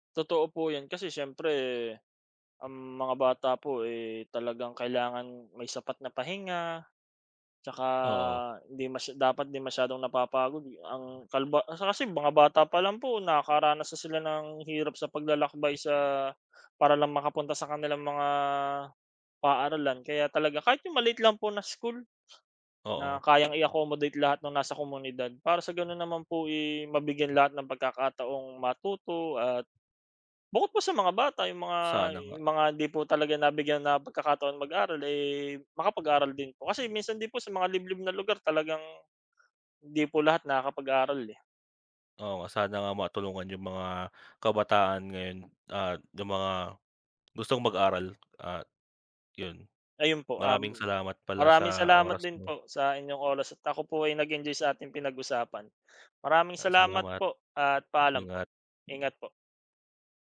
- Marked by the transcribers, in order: other noise; wind
- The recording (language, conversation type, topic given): Filipino, unstructured, Paano sa palagay mo dapat magbago ang sistema ng edukasyon?